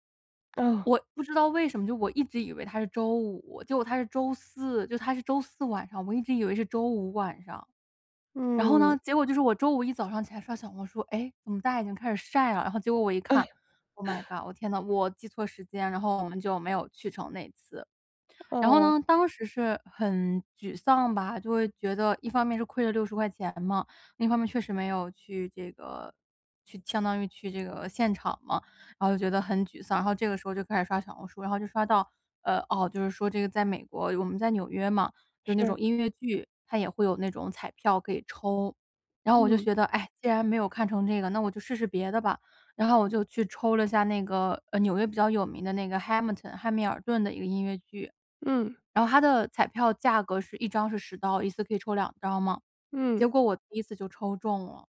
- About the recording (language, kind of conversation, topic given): Chinese, podcast, 有没有过一次错过反而带来好运的经历？
- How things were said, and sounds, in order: laugh; in English: "oh my god"; other background noise; tapping